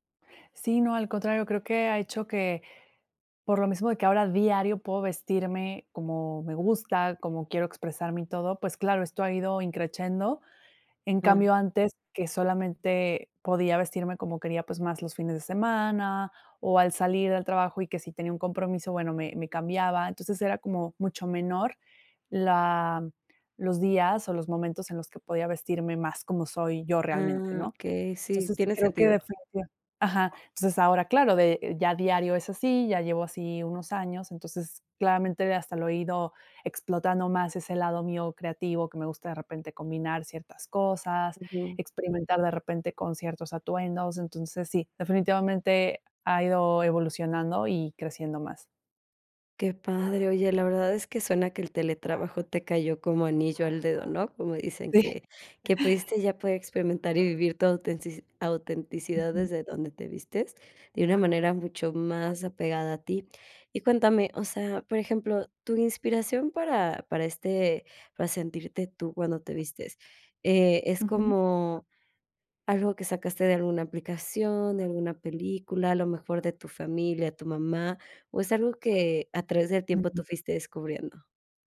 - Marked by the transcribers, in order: other background noise; dog barking; giggle; other noise
- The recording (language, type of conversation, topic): Spanish, podcast, ¿Qué te hace sentir auténtico al vestirte?